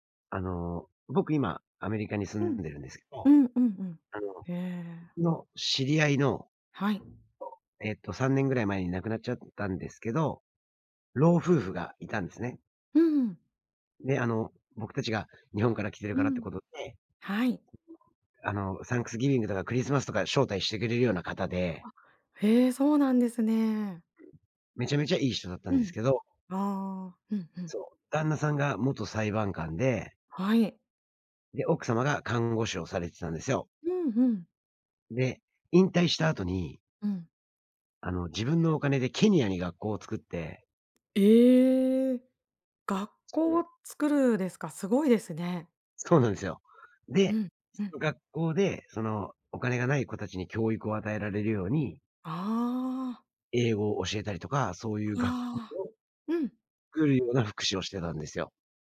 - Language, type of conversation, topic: Japanese, advice, 退職後に新しい日常や目的を見つけたいのですが、どうすればよいですか？
- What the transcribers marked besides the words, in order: tapping; unintelligible speech